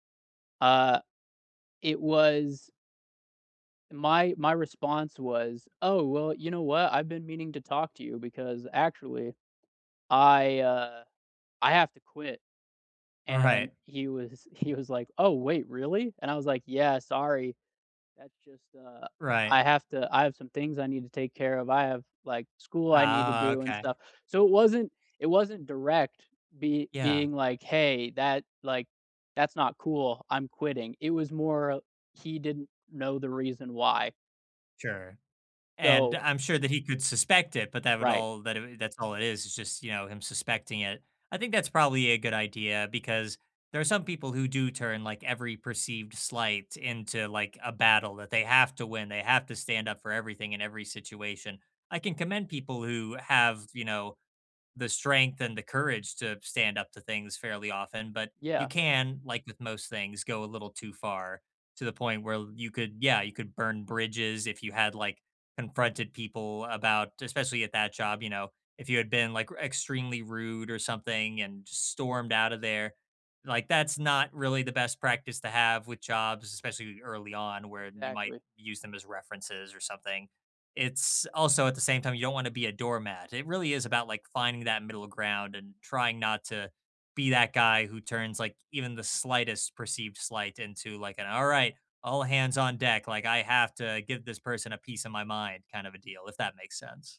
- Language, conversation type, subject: English, unstructured, What has your experience been with unfair treatment at work?
- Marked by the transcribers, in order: none